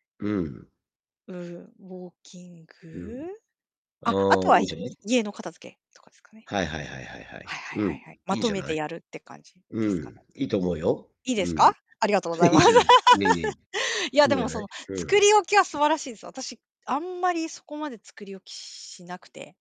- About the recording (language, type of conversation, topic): Japanese, unstructured, 休みの日はどのように過ごすのが好きですか？
- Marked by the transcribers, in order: chuckle; laughing while speaking: "いいんじゃない"; laughing while speaking: "ありがとうございます"; laugh